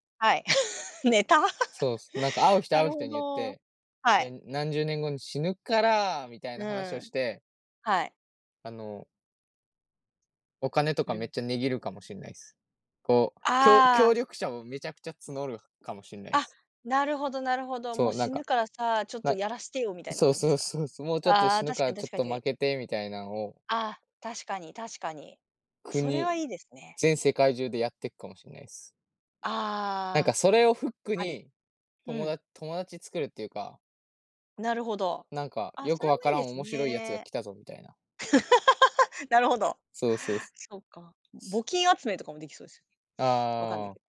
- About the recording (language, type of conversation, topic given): Japanese, unstructured, 将来の自分に会えたら、何を聞きたいですか？
- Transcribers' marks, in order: laugh; other noise; laugh